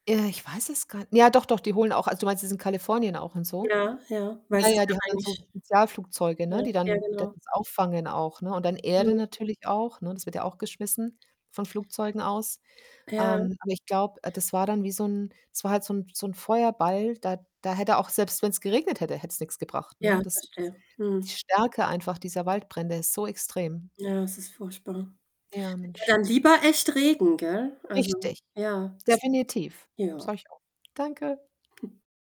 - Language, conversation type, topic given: German, unstructured, Was ist dein Geheimtipp, um an einem regnerischen Tag gute Laune zu behalten?
- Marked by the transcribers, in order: static; distorted speech; other background noise; snort